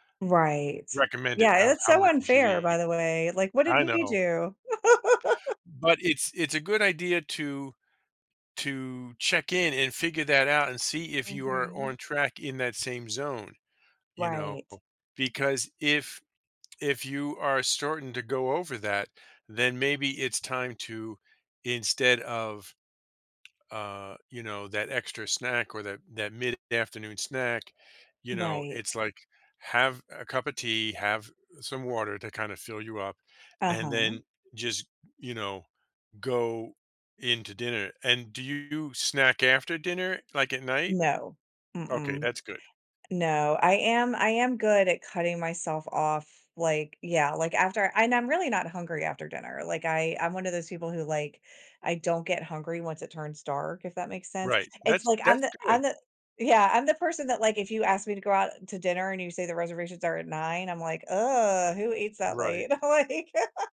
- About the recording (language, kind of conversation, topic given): English, advice, How can I quit a habit and start a new one?
- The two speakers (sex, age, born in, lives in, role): female, 50-54, United States, United States, user; male, 55-59, United States, United States, advisor
- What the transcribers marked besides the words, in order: laugh; tapping; groan; disgusted: "Who eats that late?"; laughing while speaking: "I'm, like"; laugh